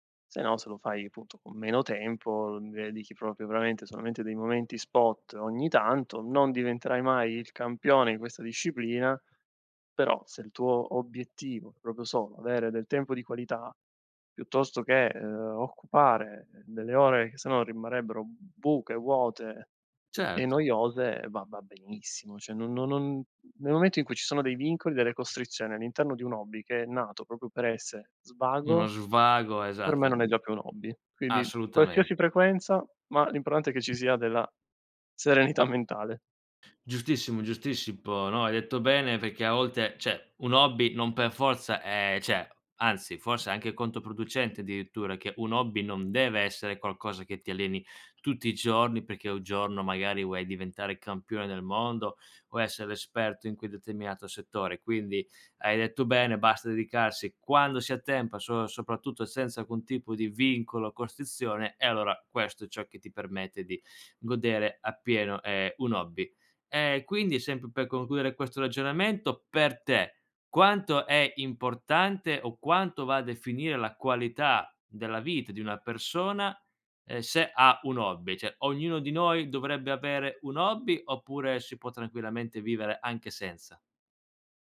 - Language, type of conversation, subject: Italian, podcast, Com'è nata la tua passione per questo hobby?
- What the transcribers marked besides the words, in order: unintelligible speech; tapping; "cioè-" said as "ceh"; other background noise; laughing while speaking: "serenità"; "giustissimo" said as "giustissipo"; "cioè" said as "ceh"; "cioè" said as "ceh"; "Cioè" said as "ceh"